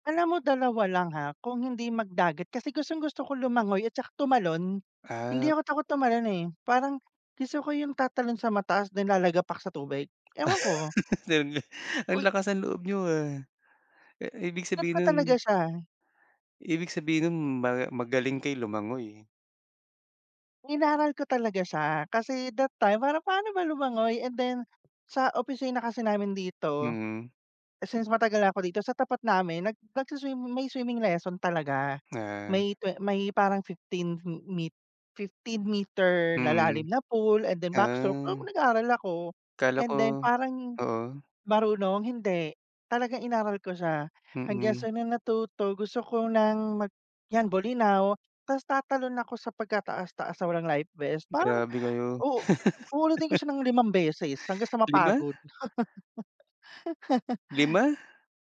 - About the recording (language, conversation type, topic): Filipino, unstructured, Ano ang paborito mong libangan tuwing bakasyon?
- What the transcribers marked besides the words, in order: laugh; tapping; laugh; laugh